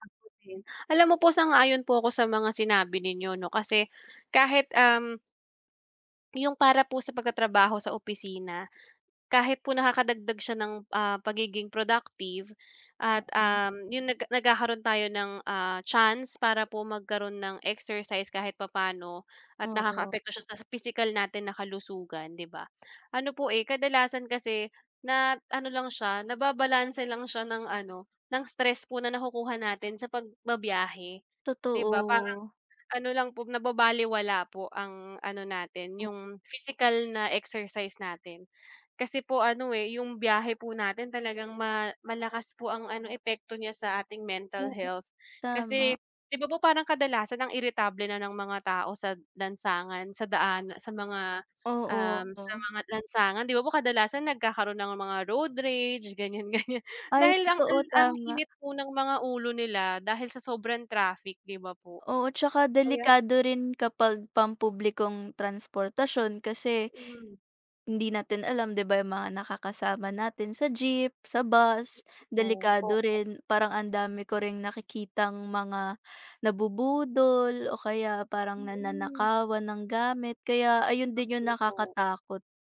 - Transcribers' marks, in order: other background noise; tapping; laughing while speaking: "ganiyan-ganiyan"; unintelligible speech
- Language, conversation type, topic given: Filipino, unstructured, Mas gugustuhin mo bang magtrabaho sa opisina o mula sa bahay?